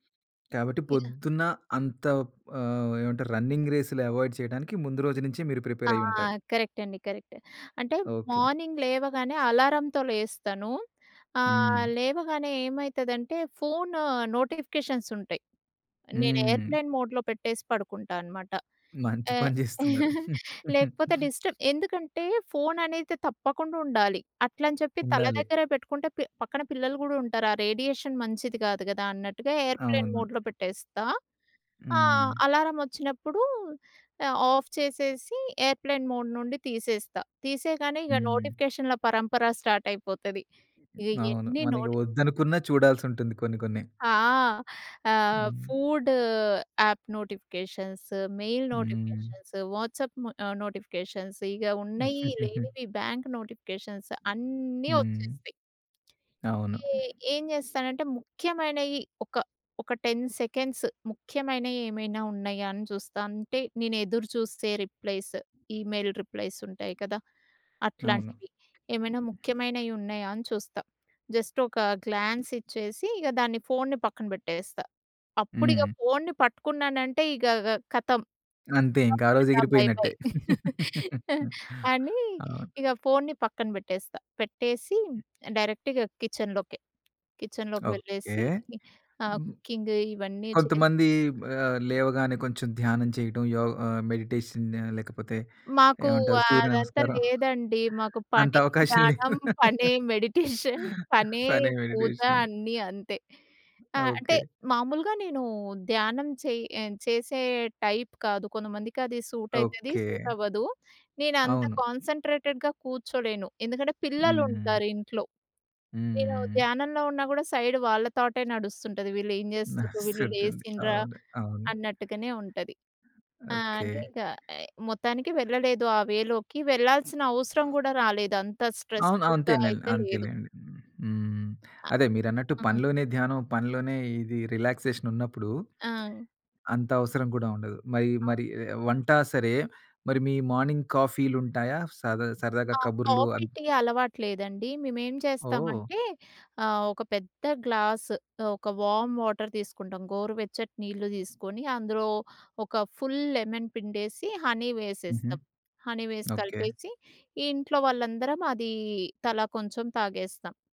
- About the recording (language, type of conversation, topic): Telugu, podcast, మీ ఇంట్లో సాధారణంగా ఉదయం ఎలా మొదలవుతుంది?
- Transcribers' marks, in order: tapping; in English: "రన్నింగ్"; in English: "అవాయిడ్"; in English: "ప్రిపేర్"; in English: "కరెక్ట్"; in English: "కరెక్ట్"; in English: "మార్నింగ్"; in English: "నోటిఫికేషన్స్"; other background noise; in English: "ఏర్‌ప్లేన్ మోడ్‌లో"; chuckle; in English: "డిస్టర్బ్"; laughing while speaking: "మంచి పని జేస్తున్నారు"; in English: "రేడియేషన్"; in English: "ఏర్‌ప్లేన్ మోడ్‌లో"; in English: "ఆఫ్"; in English: "ఏర్‌ప్లేన్ మోడ్"; in English: "స్టార్ట్"; other noise; in English: "ఫుడ్ యాప్ నోటిఫికేషన్స్, మెయిల్ నోటిఫికేషన్స్, వాట్సాప్"; in English: "నోటిఫికేషన్స్"; giggle; in English: "నోటిఫికేషన్స్"; in English: "టెన్ సెకండ్స్"; in English: "రిప్లైస్. ఈమెయిల్ రిప్లైస్"; in English: "జస్ట్"; in English: "గ్లాన్స్"; chuckle; in English: "డైరెక్ట్‌గా"; in English: "కిచెన్‌లోకి"; in English: "కుకింగ్"; in English: "మెడిటేషన్"; laughing while speaking: "మెడిటేషన్"; in English: "మెడిటేషన్"; laughing while speaking: "అవకాశం లేవు. పనే మెడిటేషన్"; in English: "మెడిటేషన్"; in English: "టైప్"; in English: "కాన్స‌న్‌ట్రేటెడ్‌గా"; in English: "సైడ్"; laughing while speaking: "నడుస్తుంటుంది"; in English: "వే"; in English: "స్ట్రెస్‌ఫుల్‌గా"; in English: "రిలాక్సేషన్"; in English: "మార్నింగ్"; in English: "గ్లాస్"; in English: "వార్మ్ వాటర్"; in English: "ఫుల్ లెమన్"; in English: "హనీ"; in English: "హనీ"